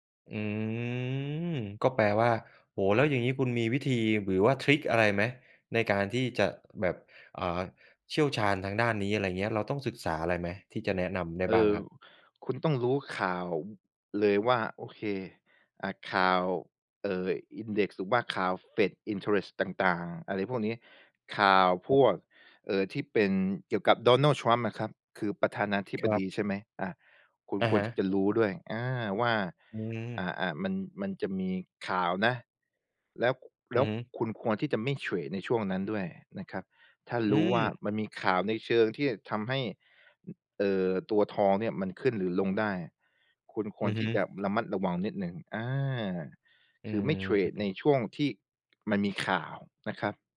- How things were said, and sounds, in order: in English: "Index"; in English: "FED Interest"
- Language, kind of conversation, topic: Thai, podcast, ทำยังไงถึงจะหาแรงจูงใจได้เมื่อรู้สึกท้อ?